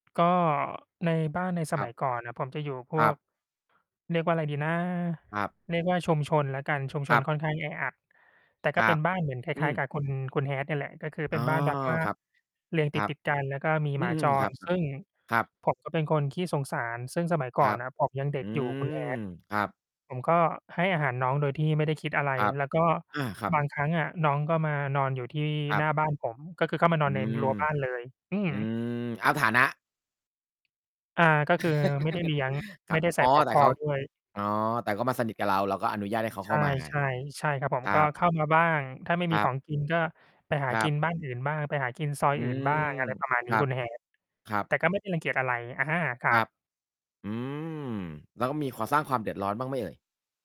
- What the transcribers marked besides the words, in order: static; other background noise; chuckle
- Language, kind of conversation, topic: Thai, unstructured, สัตว์จรจัดส่งผลกระทบต่อชุมชนอย่างไรบ้าง?